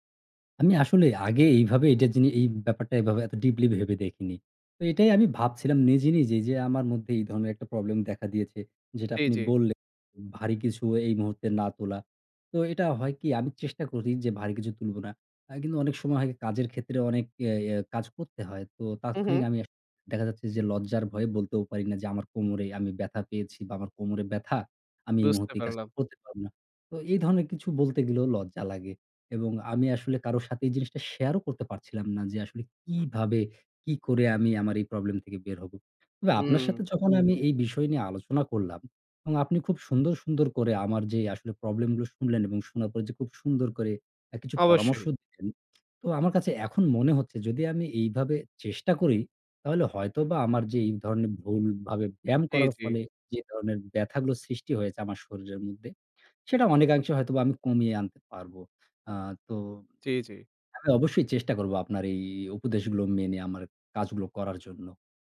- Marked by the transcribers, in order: other background noise
- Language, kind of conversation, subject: Bengali, advice, ভুল ভঙ্গিতে ব্যায়াম করার ফলে পিঠ বা জয়েন্টে ব্যথা হলে কী করবেন?